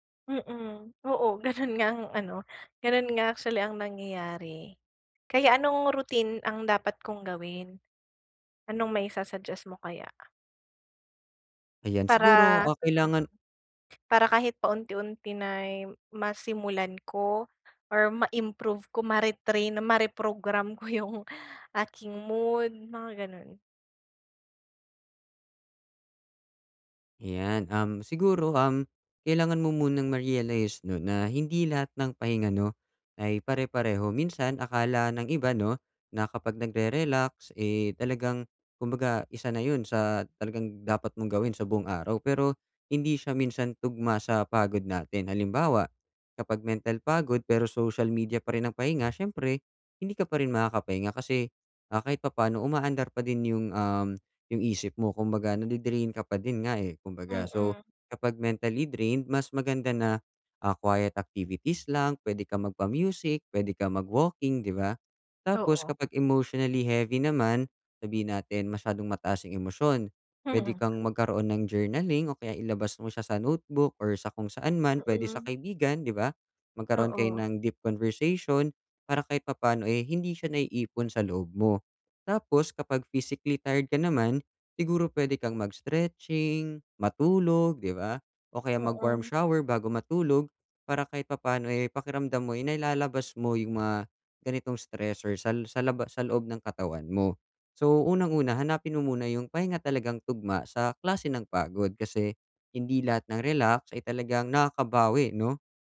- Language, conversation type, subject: Filipino, advice, Bakit hindi ako makahanap ng tamang timpla ng pakiramdam para magpahinga at mag-relaks?
- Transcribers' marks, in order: tapping; laughing while speaking: "ko yung"